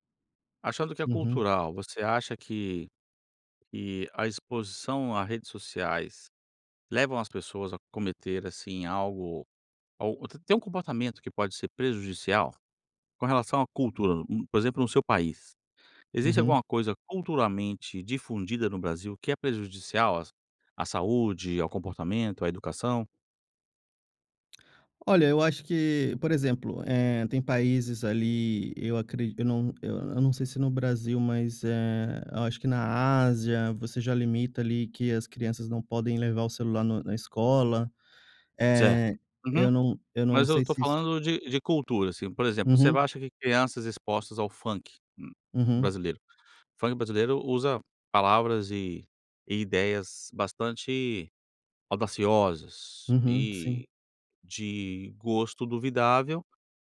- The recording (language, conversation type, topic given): Portuguese, podcast, Como equilibrar o lazer digital e o lazer off-line?
- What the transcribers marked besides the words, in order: tapping